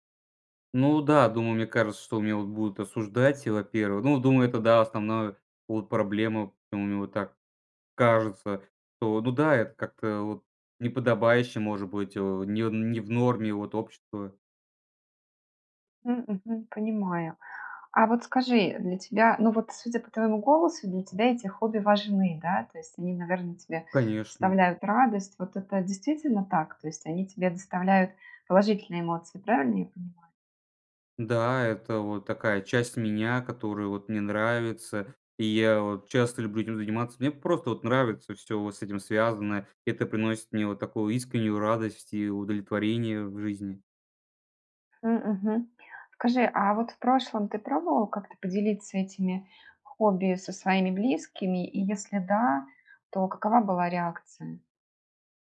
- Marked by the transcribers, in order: "доставляют" said as "ставляют"
- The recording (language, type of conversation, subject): Russian, advice, Почему я скрываю своё хобби или увлечение от друзей и семьи?